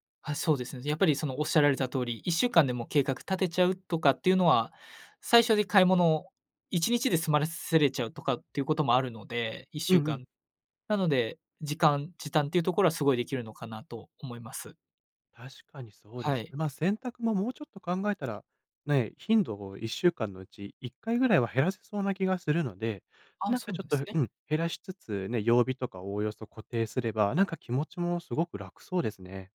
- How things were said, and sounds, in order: none
- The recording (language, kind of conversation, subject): Japanese, advice, 集中するためのルーティンや環境づくりが続かないのはなぜですか？